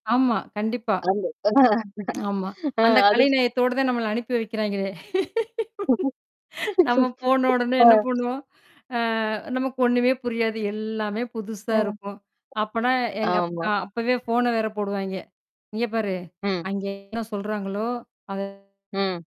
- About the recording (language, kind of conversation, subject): Tamil, podcast, குடும்பத்தின் எதிர்பார்ப்புகள் உங்களை சோர்வடையச் செய்கிறதா?
- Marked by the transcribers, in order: unintelligible speech; chuckle; lip smack; mechanical hum; laughing while speaking: "நாம போன உடனே என்ன பண்ணுவோம்?"; laugh; distorted speech; other noise; drawn out: "அ"; tapping